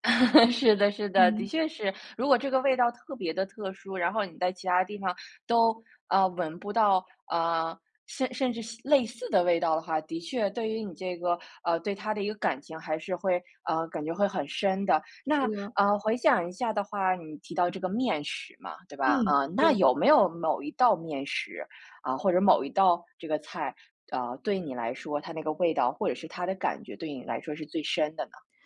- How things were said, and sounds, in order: laugh
- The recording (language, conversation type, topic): Chinese, podcast, 你能分享一道让你怀念的童年味道吗？